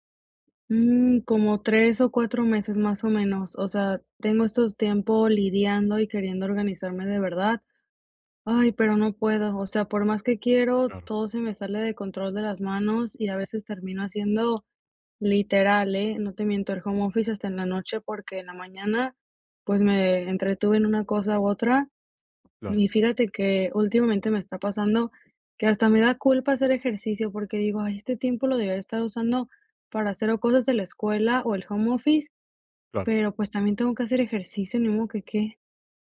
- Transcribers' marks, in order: other background noise
- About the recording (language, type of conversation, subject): Spanish, advice, ¿Cómo puedo organizarme mejor cuando siento que el tiempo no me alcanza para mis hobbies y mis responsabilidades diarias?